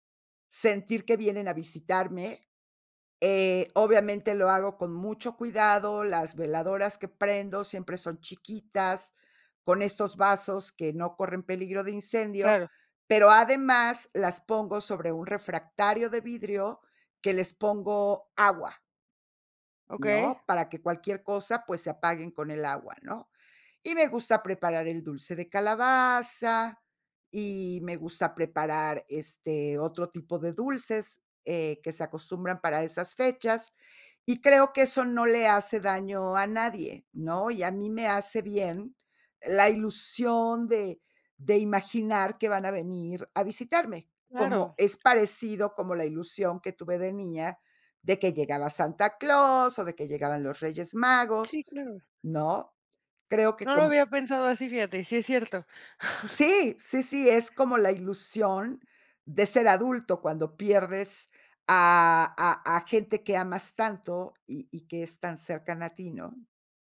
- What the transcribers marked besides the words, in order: other background noise; tapping; chuckle
- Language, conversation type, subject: Spanish, podcast, ¿Cómo decides qué tradiciones seguir o dejar atrás?